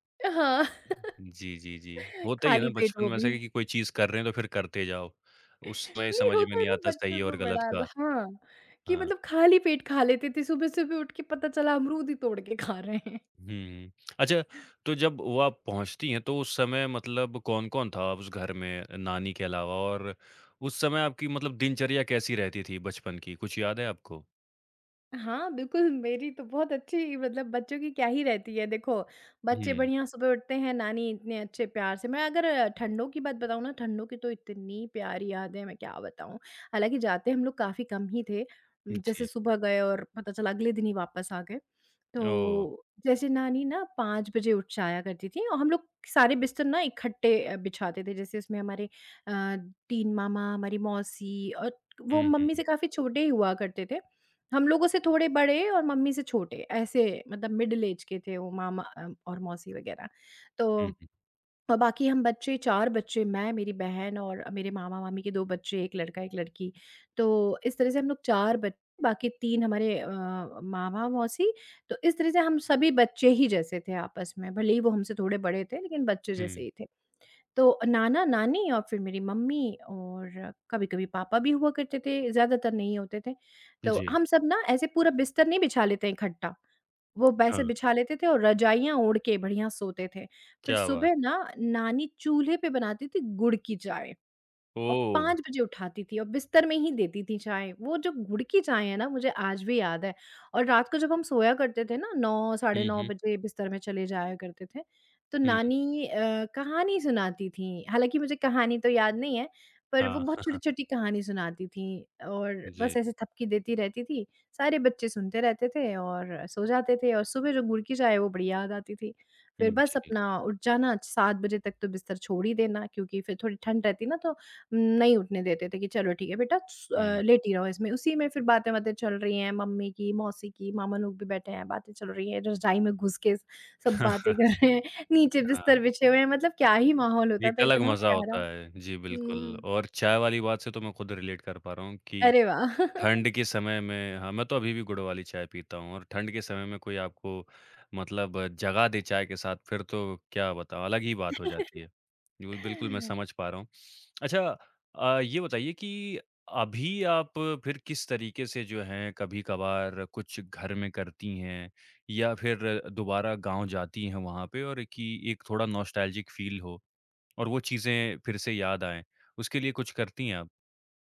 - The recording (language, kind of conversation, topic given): Hindi, podcast, आपको किन घरेलू खुशबुओं से बचपन की यादें ताज़ा हो जाती हैं?
- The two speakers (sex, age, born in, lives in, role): female, 35-39, India, India, guest; male, 25-29, India, India, host
- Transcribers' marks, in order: chuckle; other background noise; tapping; laughing while speaking: "खा रहे हैं"; in English: "मिडल ऐज"; chuckle; chuckle; laughing while speaking: "कर रहे हैं"; in English: "रिलेट"; chuckle; chuckle; in English: "नॉस्टैल्जिक फील"